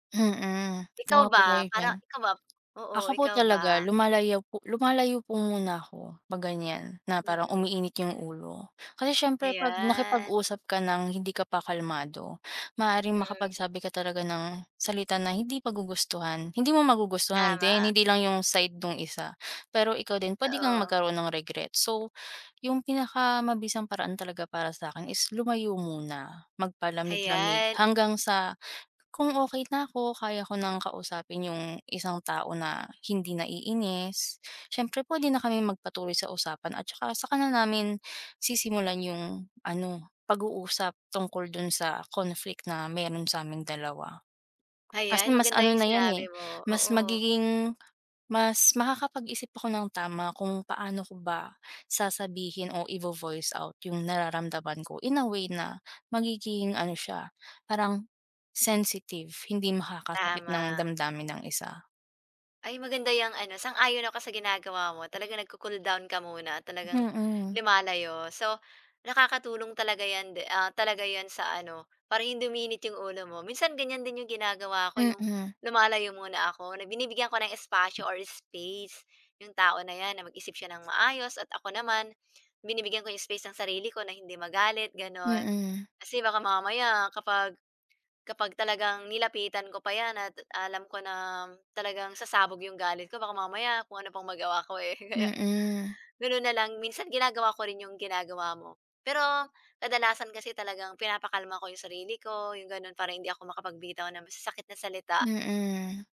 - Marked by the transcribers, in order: none
- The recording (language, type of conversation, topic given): Filipino, unstructured, Ano ang ginagawa mo para maiwasan ang paulit-ulit na pagtatalo?